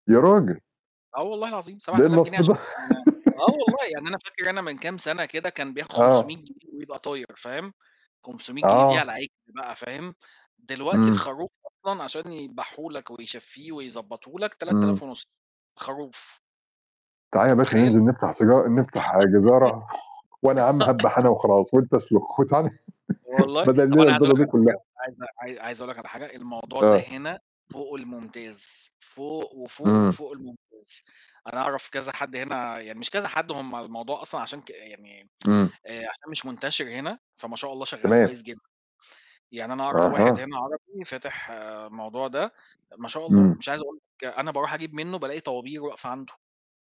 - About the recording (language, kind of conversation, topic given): Arabic, unstructured, إيه أكتر حاجة بتخليك تحس بالفخر بنفسك؟
- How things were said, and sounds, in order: laugh; laugh; throat clearing; laughing while speaking: "وتعا ن"; tsk